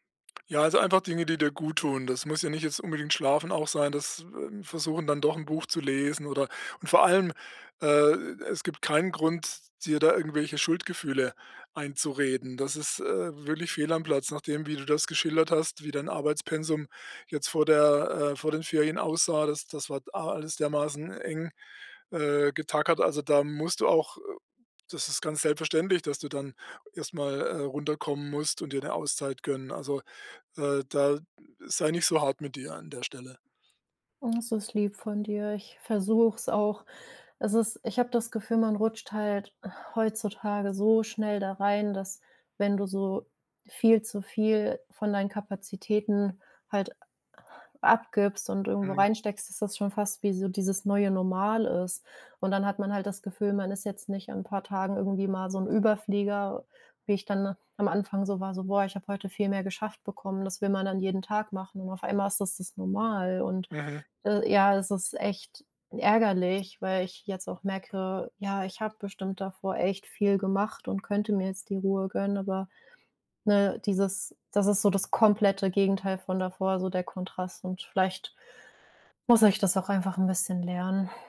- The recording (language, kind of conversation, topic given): German, advice, Warum fühle ich mich schuldig, wenn ich einfach entspanne?
- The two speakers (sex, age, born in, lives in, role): female, 25-29, Germany, Germany, user; male, 60-64, Germany, Germany, advisor
- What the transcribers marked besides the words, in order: none